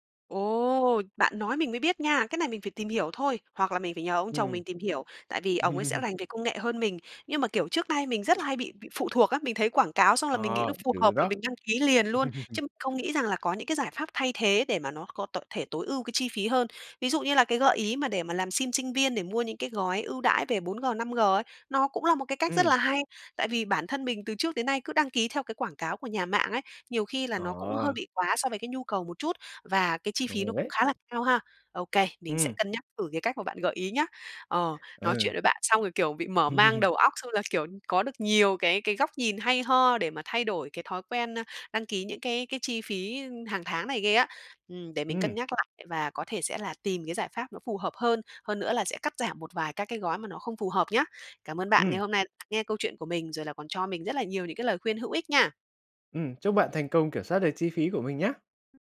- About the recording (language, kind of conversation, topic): Vietnamese, advice, Làm thế nào để quản lý các dịch vụ đăng ký nhỏ đang cộng dồn thành chi phí đáng kể?
- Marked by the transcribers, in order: laugh; other background noise; laugh; tapping; laugh